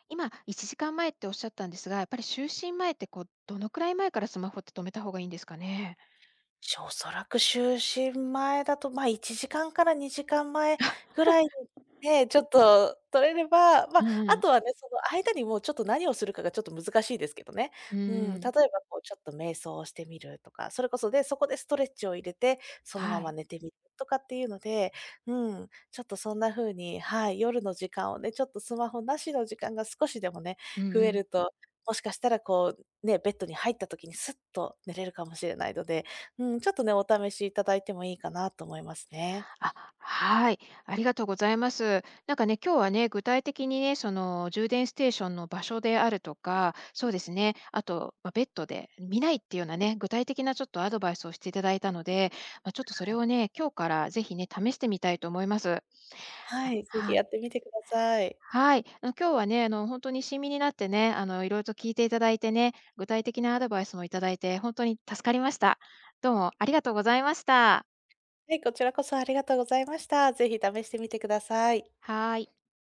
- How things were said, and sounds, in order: other background noise; chuckle; tapping
- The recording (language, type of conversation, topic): Japanese, advice, 就寝前にスマホが手放せなくて眠れないのですが、どうすればやめられますか？